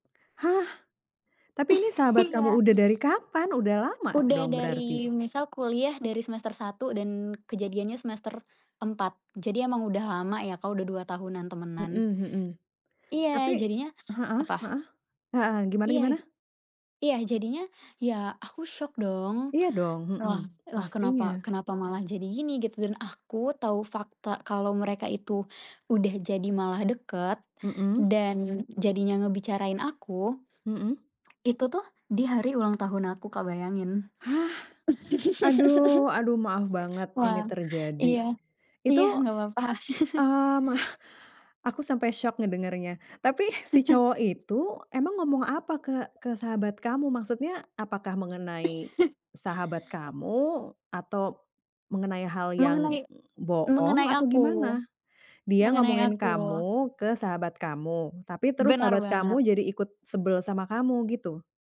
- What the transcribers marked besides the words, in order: chuckle; background speech; tapping; other background noise; laugh; chuckle; laugh; chuckle; chuckle
- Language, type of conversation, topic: Indonesian, advice, Pernahkah Anda mengalami perselisihan akibat gosip atau rumor, dan bagaimana Anda menanganinya?